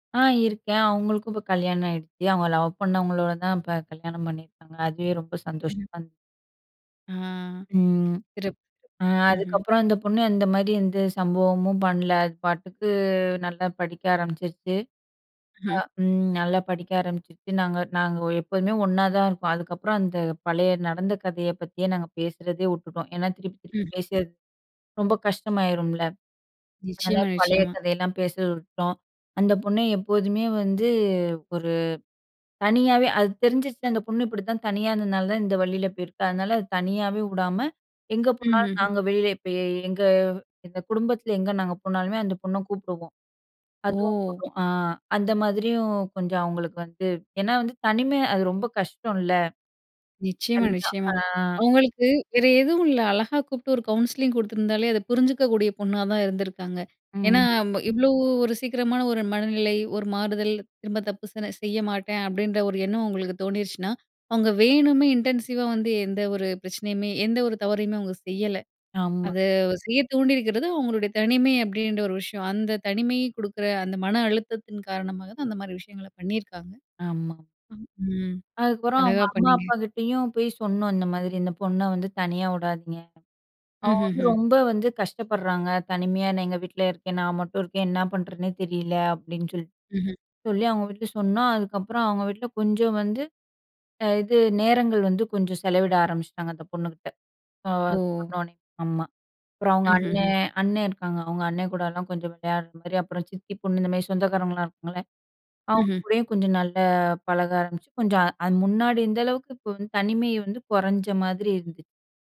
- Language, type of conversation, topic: Tamil, podcast, நம்பிக்கை குலைந்த நட்பை மீண்டும் எப்படி மீட்டெடுக்கலாம்?
- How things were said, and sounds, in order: in English: "இன்டென்சிவா"